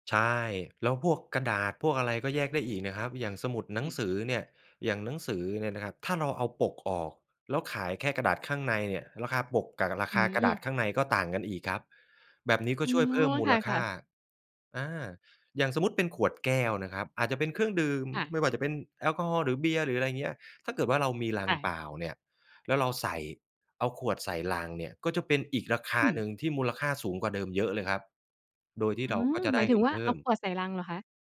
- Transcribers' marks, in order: none
- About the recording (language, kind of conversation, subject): Thai, podcast, คุณมีวิธีลดขยะในชีวิตประจำวันยังไงบ้าง?